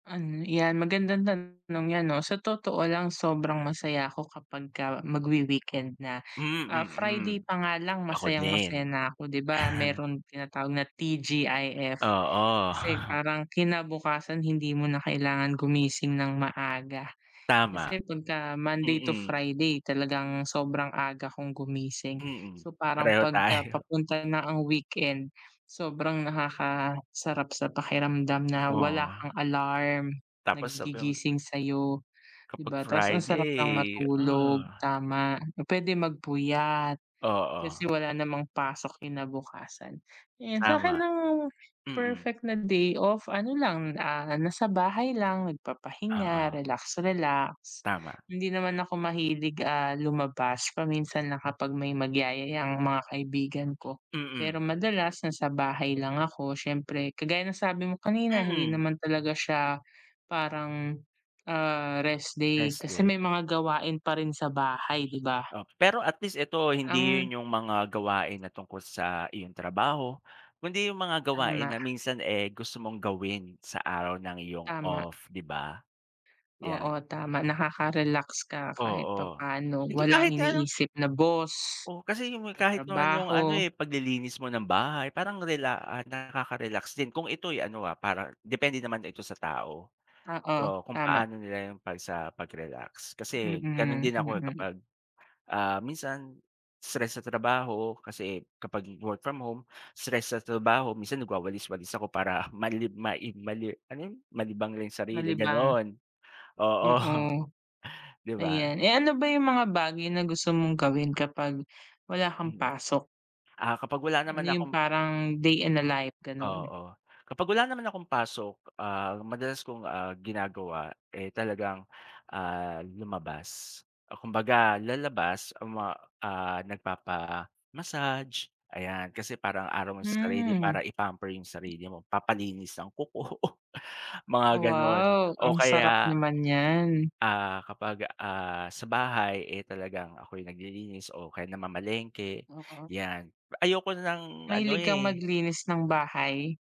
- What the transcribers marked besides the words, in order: chuckle; chuckle; laughing while speaking: "tayo"; other background noise; tapping; laughing while speaking: "oo"; laughing while speaking: "kuko"
- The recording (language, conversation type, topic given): Filipino, unstructured, Ano ang ideya mo ng perpektong araw na walang pasok?